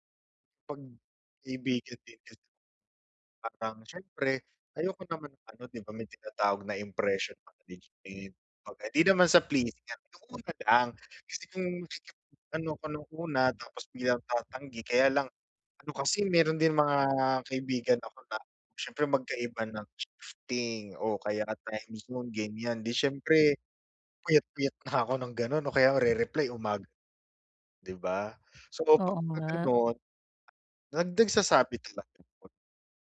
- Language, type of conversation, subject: Filipino, advice, Paano ko mapoprotektahan ang personal kong oras mula sa iba?
- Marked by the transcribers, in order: other background noise; scoff